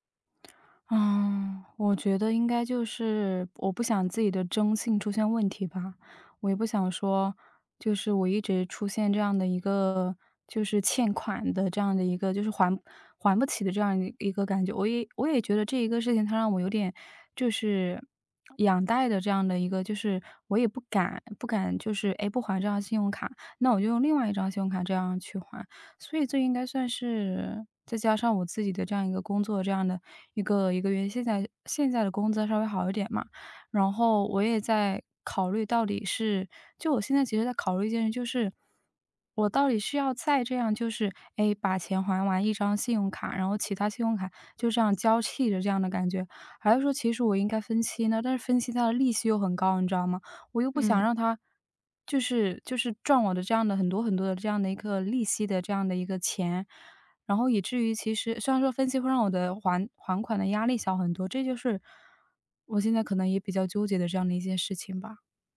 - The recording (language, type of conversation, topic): Chinese, advice, 债务还款压力大
- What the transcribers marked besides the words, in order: none